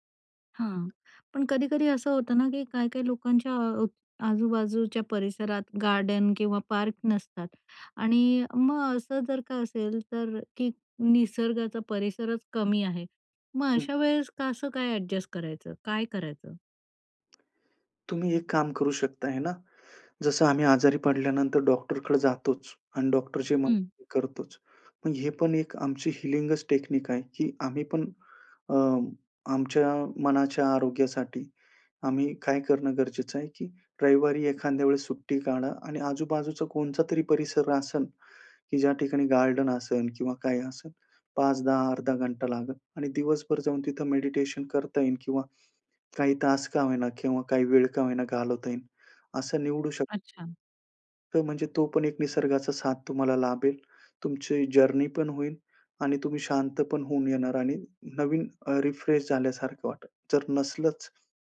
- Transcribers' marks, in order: tapping; unintelligible speech; in English: "हीलिंगच टेक्निक"; "रविवारी" said as "रईवरी"; "एखाद्या" said as "एखानद्या"; "लागेल" said as "लागल"; in English: "जर्नी"; in English: "रिफ्रेश"
- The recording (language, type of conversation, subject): Marathi, podcast, निसर्गात ध्यान कसे सुरू कराल?